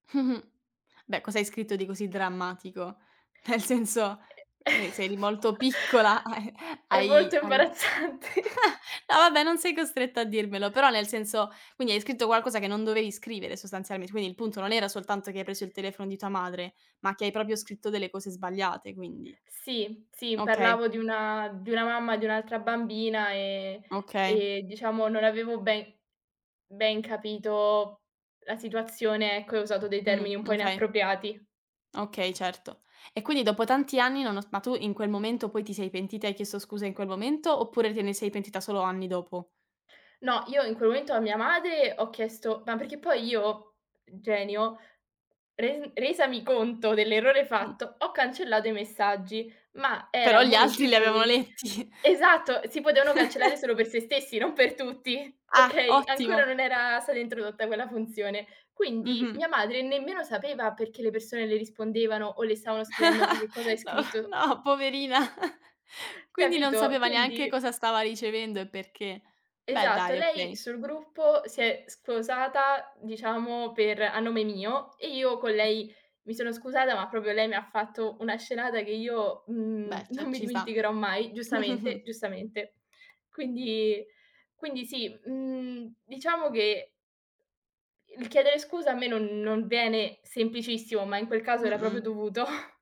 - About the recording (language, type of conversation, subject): Italian, unstructured, Come gestisci il senso di colpa quando commetti un errore grave?
- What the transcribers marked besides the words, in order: laughing while speaking: "Mh-mh"; laughing while speaking: "Nel"; chuckle; laughing while speaking: "piccola, hai"; surprised: "ah"; laughing while speaking: "imbarazzante"; other background noise; "okay" said as "kay"; tapping; laughing while speaking: "letti"; laugh; laugh; laughing while speaking: "No, no, poverina"; scoff; "scusata" said as "squosata"; laughing while speaking: "Mh, mh, mh"; chuckle